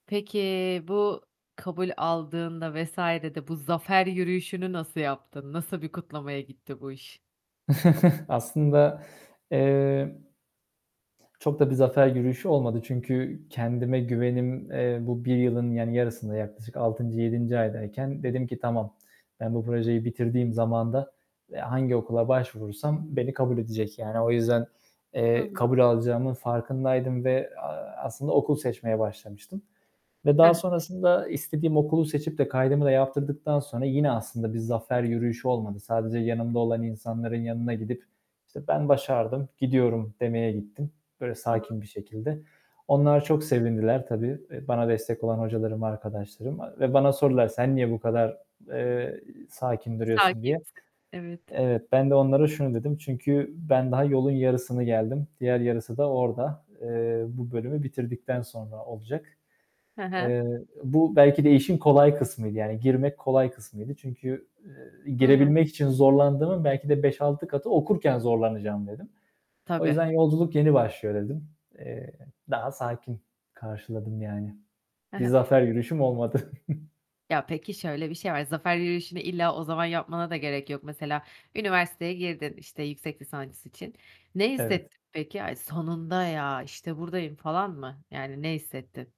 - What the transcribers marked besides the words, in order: static; chuckle; other background noise; tapping; distorted speech; unintelligible speech; chuckle; "lisans" said as "lisansç"
- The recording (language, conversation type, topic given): Turkish, podcast, Öğrenme sürecinde yaşadığın başarısızlıkları hangi yöntemlerle bir fırsata dönüştürüyorsun?